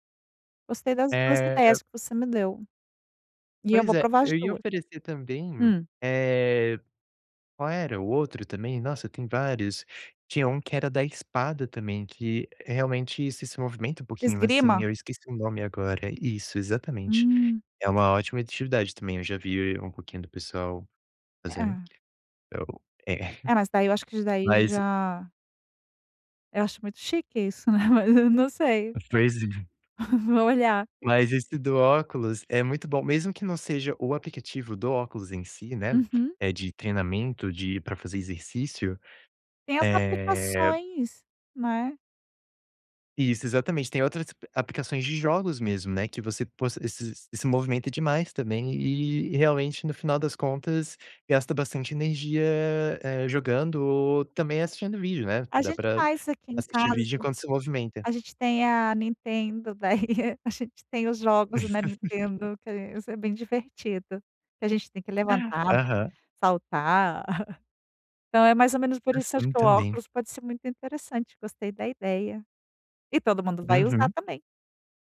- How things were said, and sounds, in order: chuckle; tapping; giggle; laugh; chuckle
- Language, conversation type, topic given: Portuguese, advice, Como posso variar minha rotina de treino quando estou entediado(a) com ela?